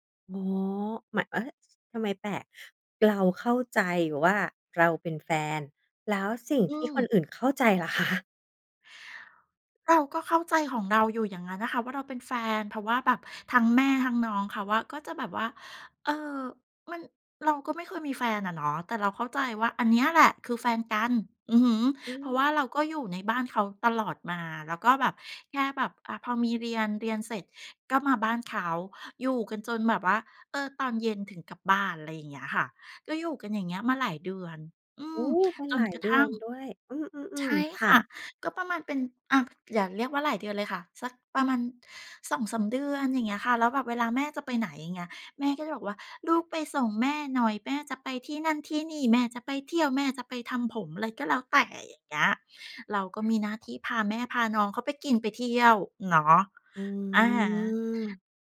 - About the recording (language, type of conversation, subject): Thai, podcast, เพลงไหนพาให้คิดถึงความรักครั้งแรกบ้าง?
- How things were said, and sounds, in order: laughing while speaking: "คะ ?"; drawn out: "อืม"